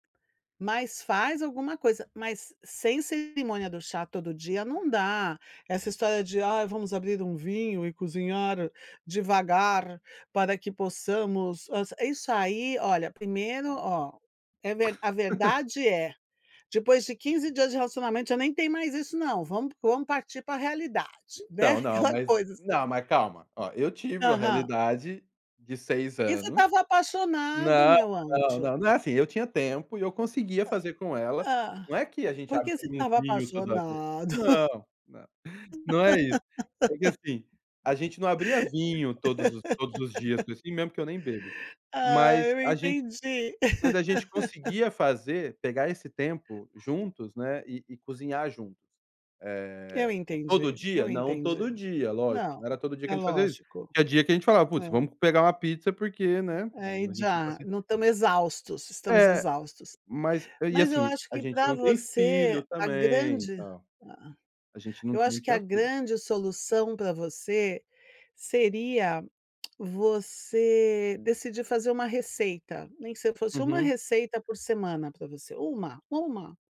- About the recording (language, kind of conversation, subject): Portuguese, advice, Como posso recuperar a motivação para cozinhar refeições saudáveis?
- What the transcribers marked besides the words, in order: other background noise; put-on voice: "Ai, vamos abrir um vinho e cozinhar devagar para que possamos a"; chuckle; tapping; chuckle; laugh; laughing while speaking: "Ah, eu entendi"; laugh; tongue click